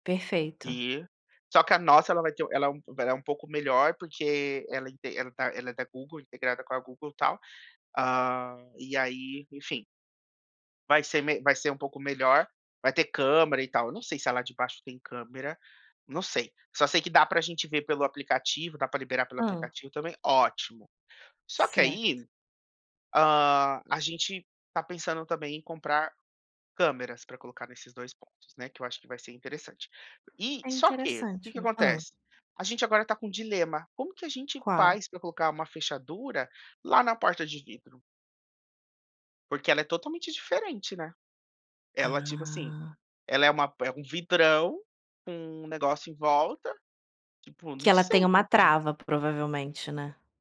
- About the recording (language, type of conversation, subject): Portuguese, advice, Como posso encontrar uma moradia acessível e segura?
- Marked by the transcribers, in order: none